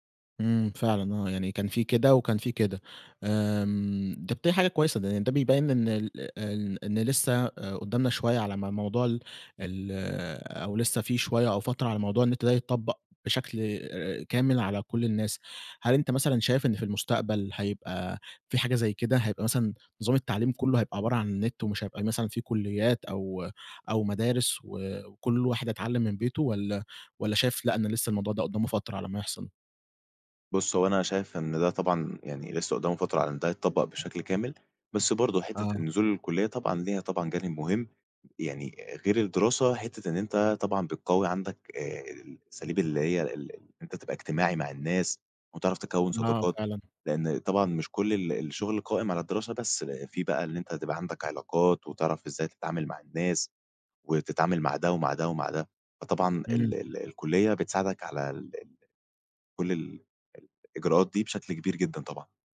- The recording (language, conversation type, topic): Arabic, podcast, إيه رأيك في دور الإنترنت في التعليم دلوقتي؟
- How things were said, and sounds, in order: none